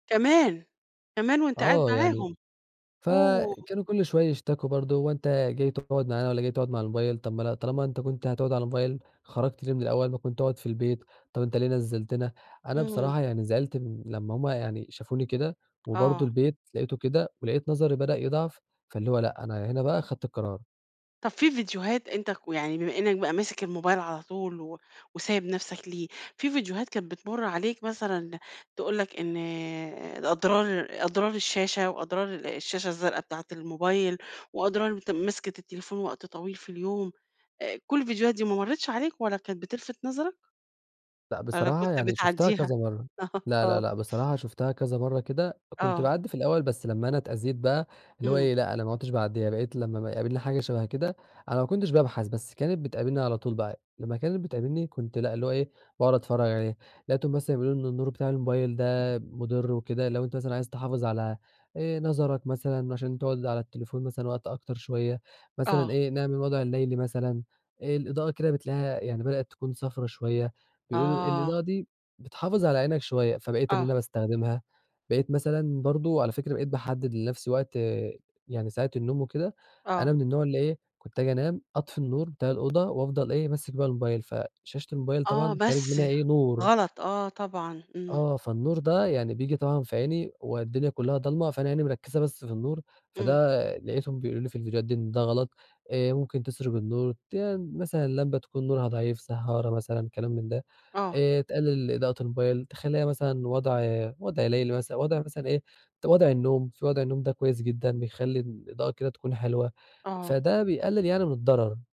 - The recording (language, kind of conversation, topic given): Arabic, podcast, إزاي تنظّم وقت استخدام الشاشات، وده بيأثر إزاي على نومك؟
- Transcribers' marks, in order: tapping; laugh